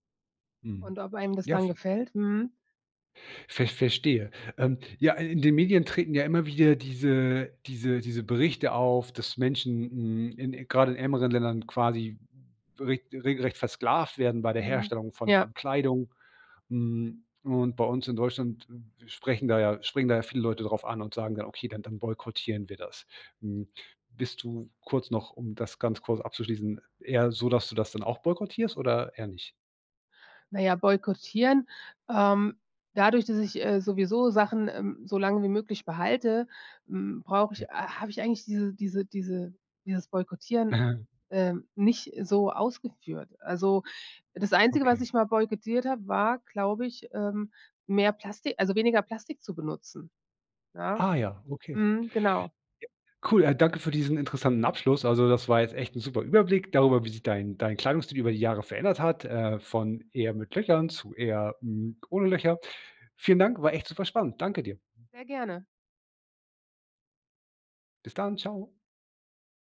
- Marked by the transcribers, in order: chuckle
- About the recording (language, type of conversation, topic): German, podcast, Wie hat sich dein Kleidungsstil über die Jahre verändert?